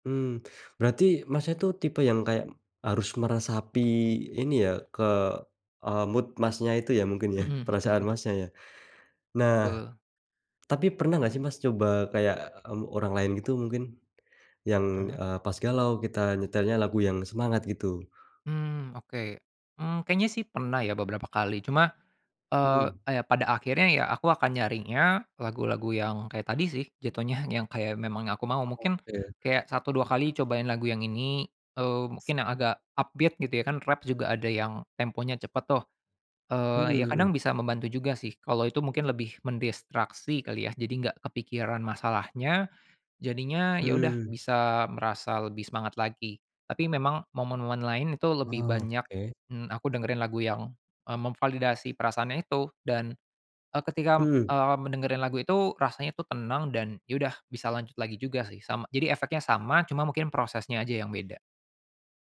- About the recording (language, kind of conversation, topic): Indonesian, podcast, Bagaimana musik membantu kamu melewati masa-masa sulit?
- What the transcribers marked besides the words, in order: in English: "mood"; chuckle; laughing while speaking: "jatohnya"; other background noise; in English: "upbeat"; tapping